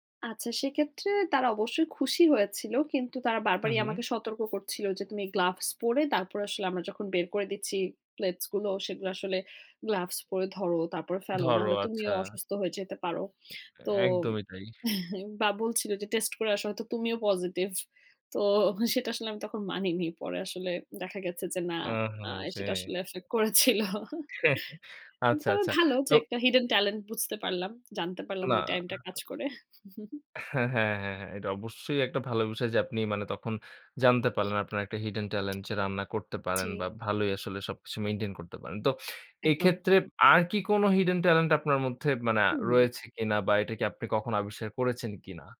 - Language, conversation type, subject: Bengali, podcast, কোনো সহজ কাজ করতে গিয়ে কি কখনও আপনি নিজের কোনো গোপন প্রতিভা আবিষ্কার করেছেন?
- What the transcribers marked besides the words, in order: other background noise; tapping; chuckle; chuckle; in English: "effect"; chuckle; in English: "hidden talent"; chuckle; in English: "hidden talent"; in English: "maintain"; in English: "hidden talent"